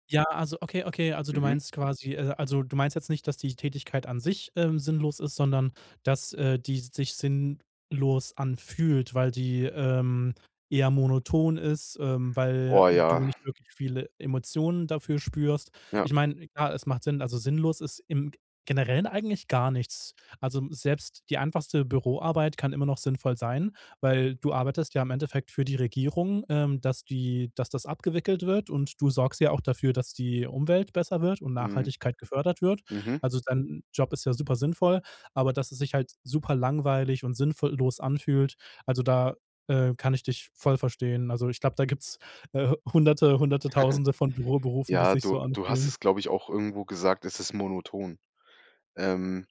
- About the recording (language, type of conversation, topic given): German, podcast, Was macht einen Job für dich sinnvoll?
- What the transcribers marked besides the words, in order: stressed: "sinnlos"; chuckle